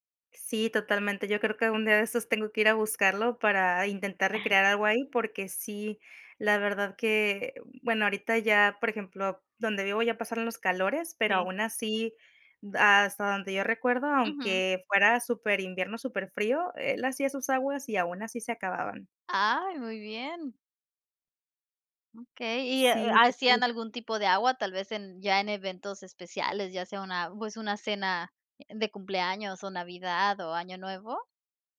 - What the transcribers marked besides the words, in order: chuckle
- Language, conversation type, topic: Spanish, podcast, ¿Tienes algún plato que aprendiste de tus abuelos?